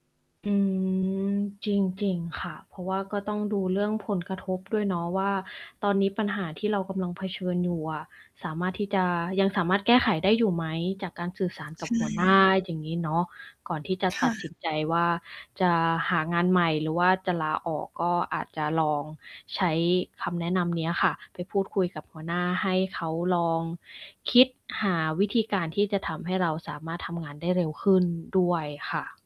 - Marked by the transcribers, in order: distorted speech; stressed: "คิด"; tapping
- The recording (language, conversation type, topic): Thai, advice, ตอนนี้เป็นเวลาที่เหมาะสมไหมที่ฉันจะตัดสินใจเปลี่ยนงาน?